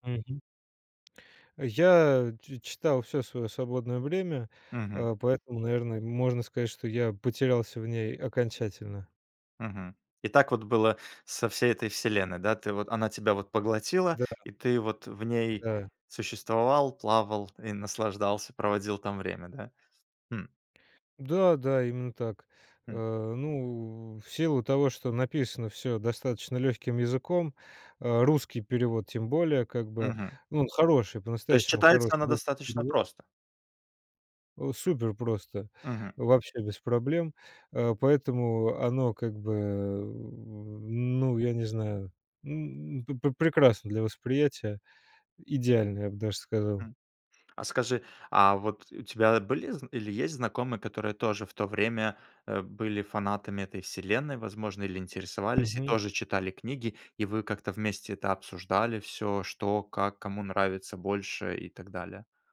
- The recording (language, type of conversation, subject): Russian, podcast, Какая книга помогает тебе убежать от повседневности?
- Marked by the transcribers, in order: tapping; other background noise